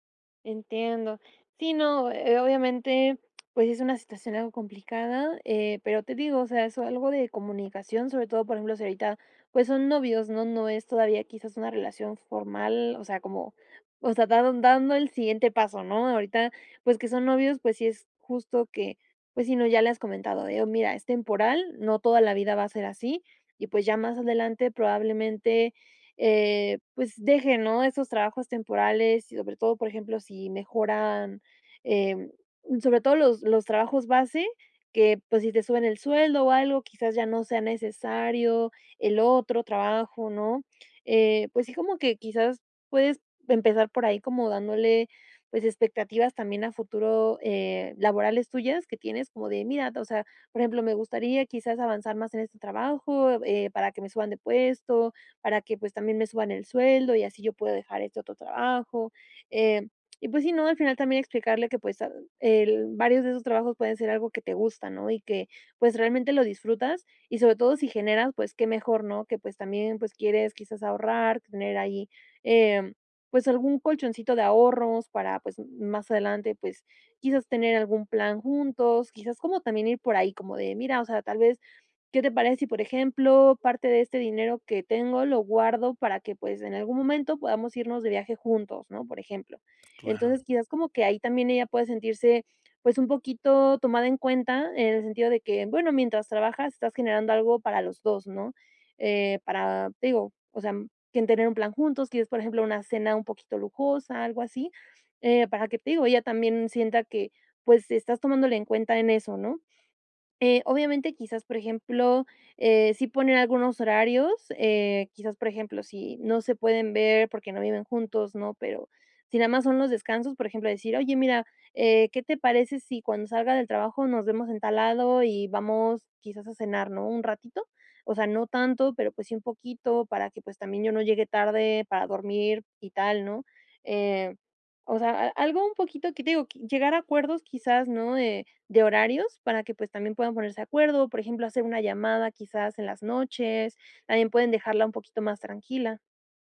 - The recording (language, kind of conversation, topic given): Spanish, advice, ¿Cómo puedo manejar el sentirme atacado por las críticas de mi pareja sobre mis hábitos?
- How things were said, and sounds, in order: other noise; other background noise